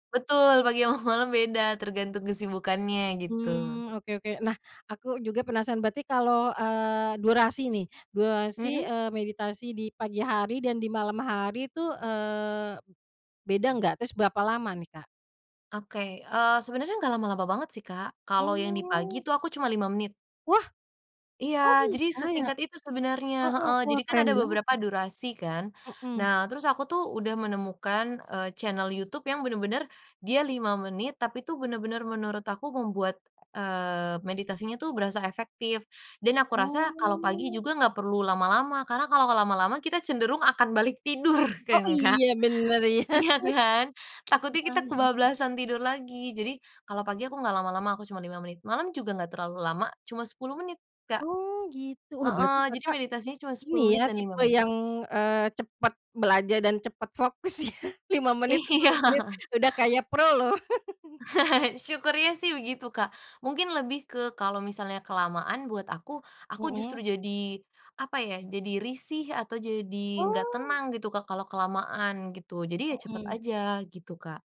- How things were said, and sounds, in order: chuckle; surprised: "Wah"; drawn out: "Oh"; laughing while speaking: "iya"; laughing while speaking: "Iya"; other background noise; chuckle; laugh
- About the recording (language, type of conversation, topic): Indonesian, podcast, Ritual sederhana apa yang selalu membuat harimu lebih tenang?